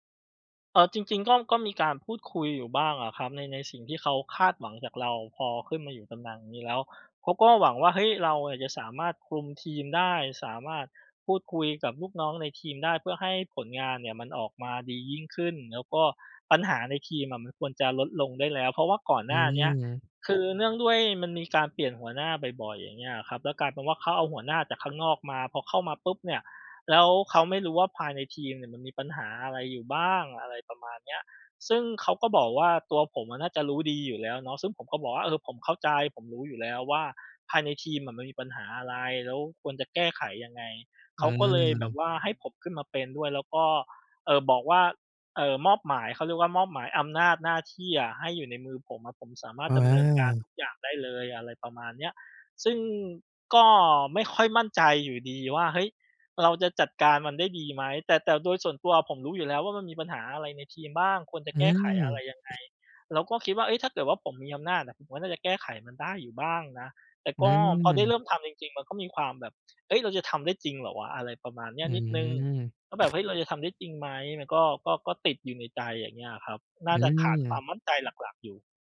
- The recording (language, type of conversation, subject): Thai, advice, เริ่มงานใหม่แล้วยังไม่มั่นใจในบทบาทและหน้าที่ ควรทำอย่างไรดี?
- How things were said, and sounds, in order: other background noise